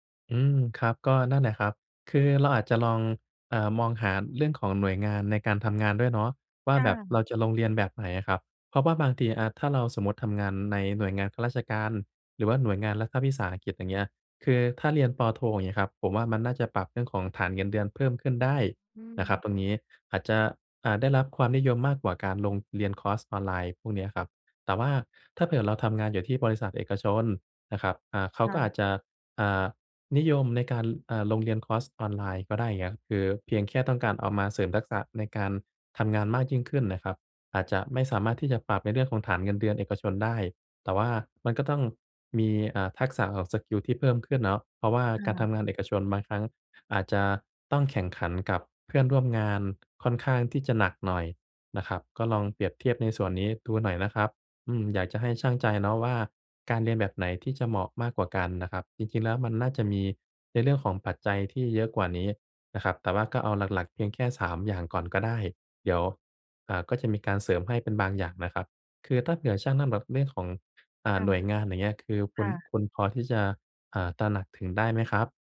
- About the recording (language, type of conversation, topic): Thai, advice, ฉันควรตัดสินใจกลับไปเรียนต่อหรือโฟกัสพัฒนาตัวเองดีกว่ากัน?
- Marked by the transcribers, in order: none